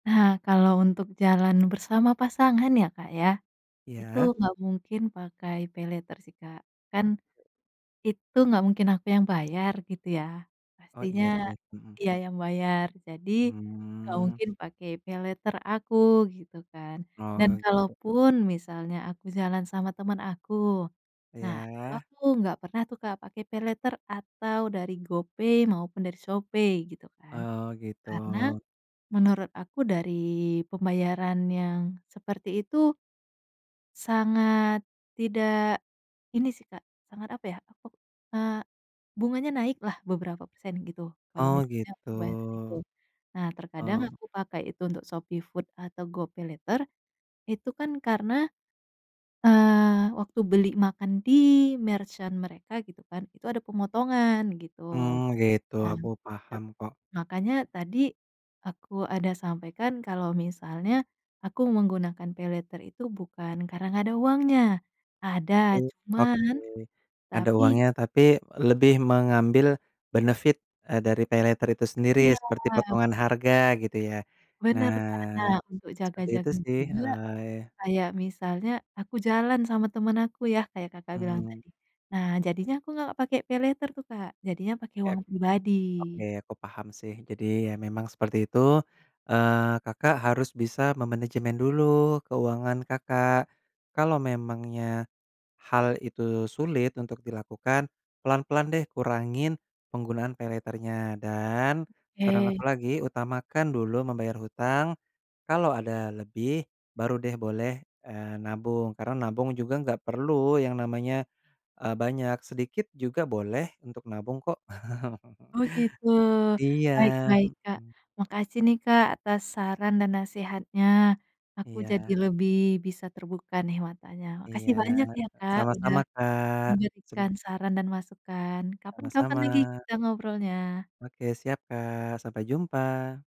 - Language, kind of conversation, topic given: Indonesian, advice, Bagaimana cara menentukan prioritas antara membayar utang dan menabung?
- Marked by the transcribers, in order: in English: "di-merchant"; other background noise; unintelligible speech; in English: "benefit"; chuckle